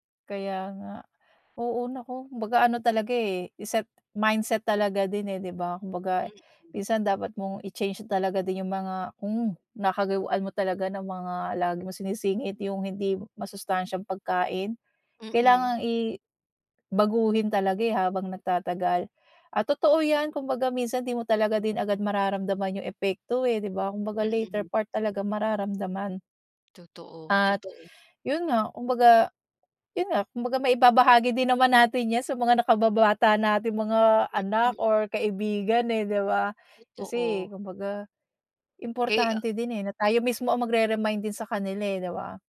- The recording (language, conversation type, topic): Filipino, podcast, Paano mo napapanatili ang araw-araw na gana, kahit sa maliliit na hakbang lang?
- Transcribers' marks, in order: none